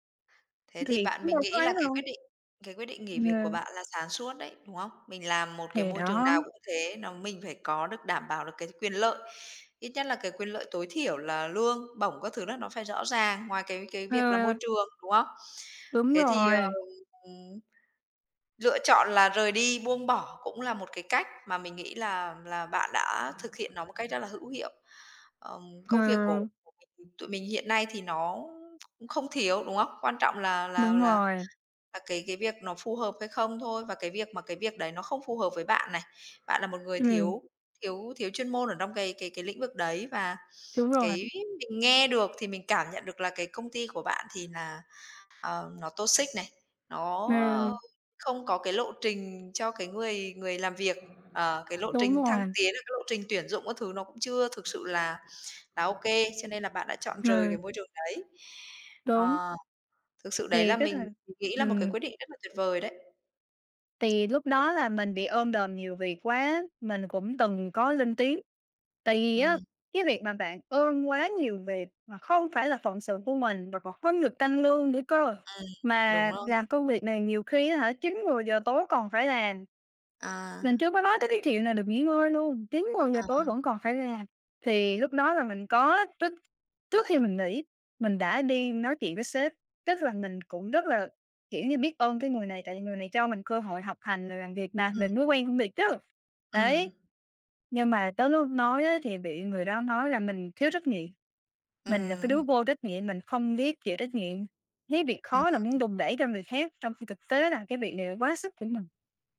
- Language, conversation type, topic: Vietnamese, podcast, Bạn xử lý áp lực và căng thẳng trong cuộc sống như thế nào?
- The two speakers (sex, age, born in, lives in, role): female, 25-29, Vietnam, Vietnam, guest; female, 30-34, Vietnam, Vietnam, host
- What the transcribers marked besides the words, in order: tapping; other background noise; in English: "toxic"